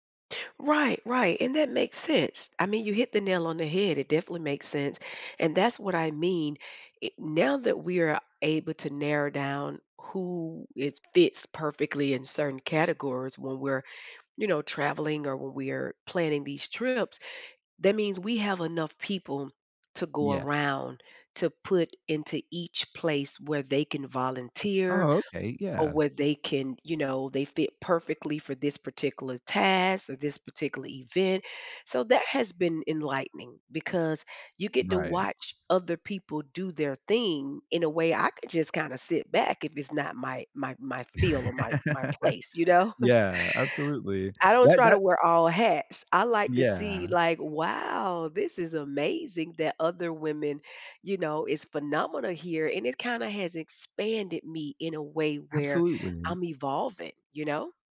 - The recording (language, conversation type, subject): English, unstructured, Have you ever found a hobby that connected you with new people?
- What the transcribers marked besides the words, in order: laugh; chuckle